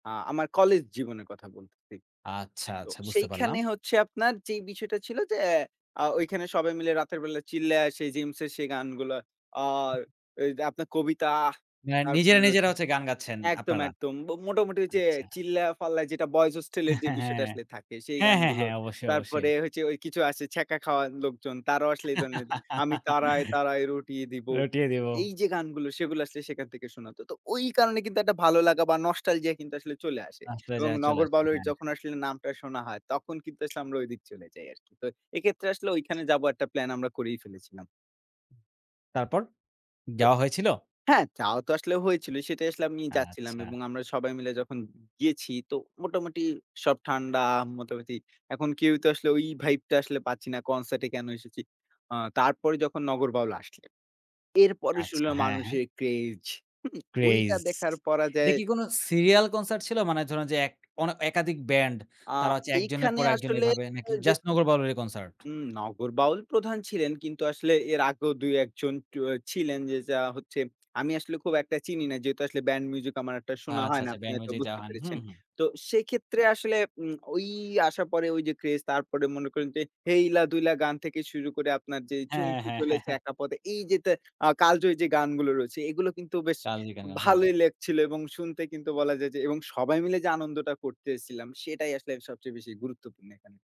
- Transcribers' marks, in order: other background noise; laugh; in English: "craze"; in English: "serial concert"; chuckle
- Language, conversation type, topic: Bengali, podcast, বন্ধুদের সঙ্গে কনসার্টে যাওয়ার স্মৃতি তোমার কাছে কেমন ছিল?